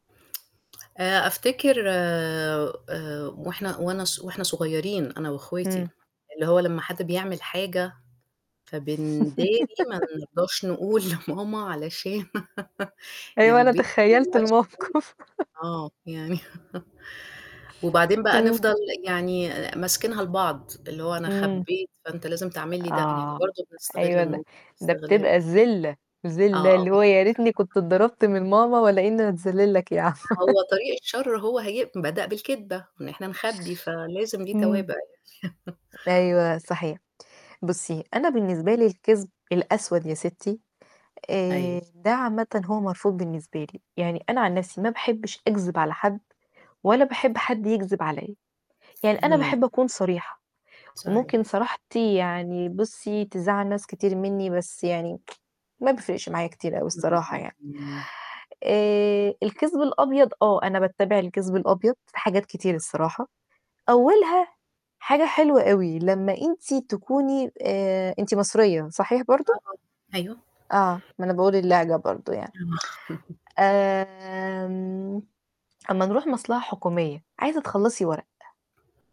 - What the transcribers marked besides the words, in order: static; tapping; laugh; laughing while speaking: "لماما علشان"; laugh; unintelligible speech; laugh; laughing while speaking: "الموقف"; laugh; unintelligible speech; laugh; laugh; other background noise; tsk; laugh; drawn out: "آمم"
- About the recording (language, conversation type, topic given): Arabic, unstructured, هل شايف إن الكذب الأبيض مقبول؟ وإمتى وليه؟